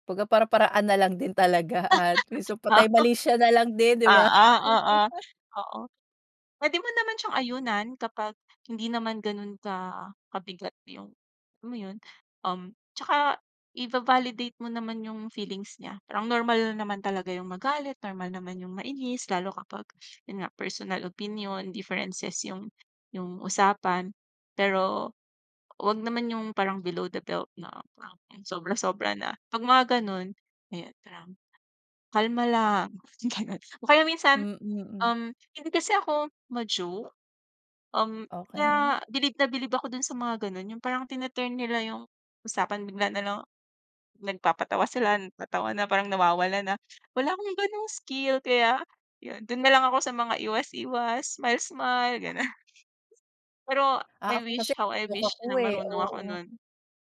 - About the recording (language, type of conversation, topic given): Filipino, podcast, Paano mo pinoprotektahan ang sarili sa nakalalasong komunikasyon?
- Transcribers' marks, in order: laugh; laugh; unintelligible speech